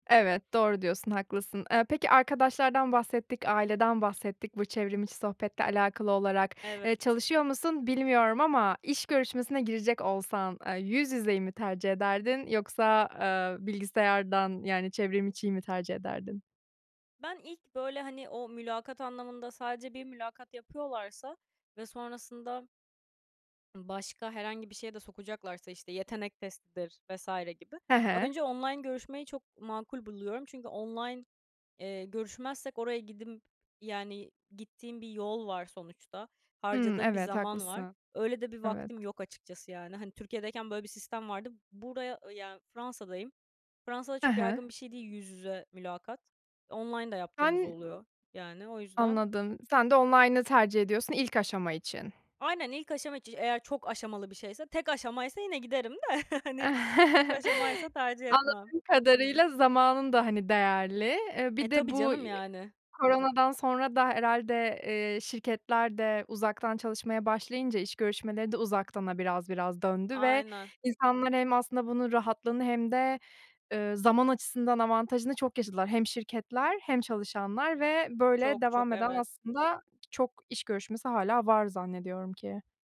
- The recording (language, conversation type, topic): Turkish, podcast, Yüz yüze sohbetlerin çevrimiçi sohbetlere göre avantajları nelerdir?
- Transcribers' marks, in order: other background noise; tapping; other noise; chuckle